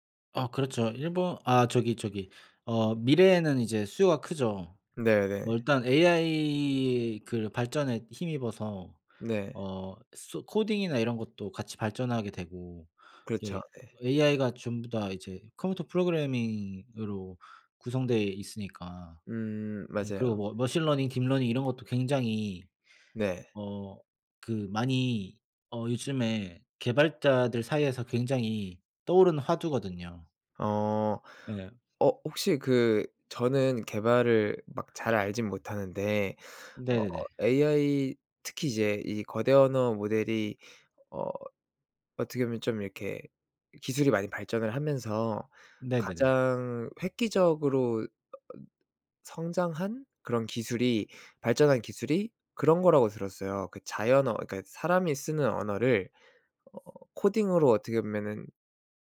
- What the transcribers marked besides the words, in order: tapping; other background noise; other noise
- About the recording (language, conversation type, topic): Korean, unstructured, 미래에 어떤 모습으로 살고 싶나요?